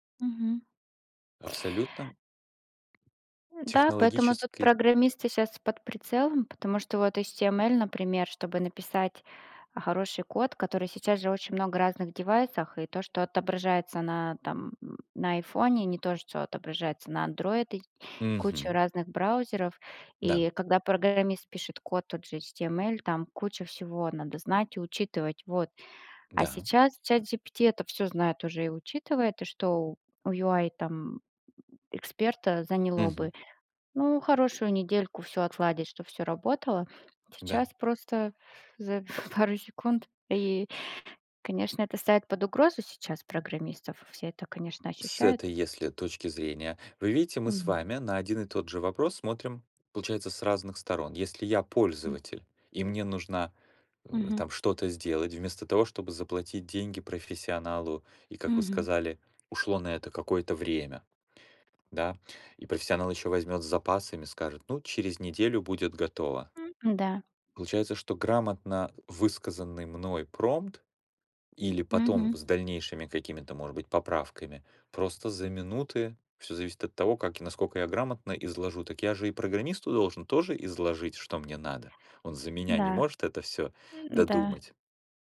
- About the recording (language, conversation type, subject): Russian, unstructured, Что нового в технологиях тебя больше всего радует?
- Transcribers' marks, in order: tapping; other background noise; chuckle; other noise